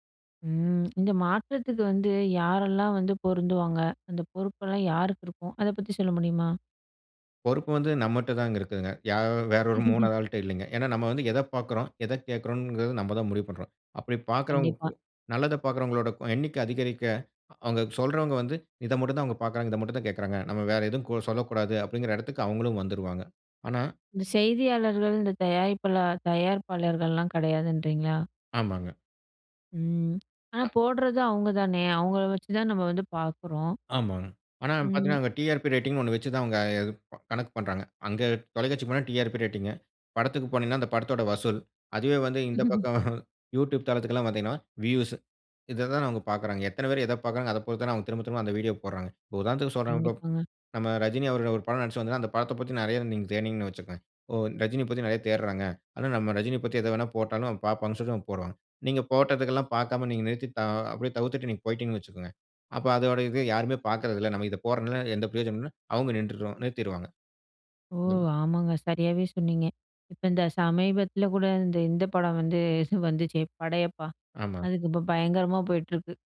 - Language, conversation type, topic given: Tamil, podcast, பிரதிநிதித்துவம் ஊடகங்களில் சரியாக காணப்படுகிறதா?
- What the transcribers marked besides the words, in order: chuckle; in English: "டிஆர்பி ரேட்டிங்ன்னு"; tapping; in English: "டிஆர்பி ரேட்டிங்"; chuckle; in English: "வியூஸ்"; surprised: "ஓ! ஆமாங்க"; unintelligible speech; chuckle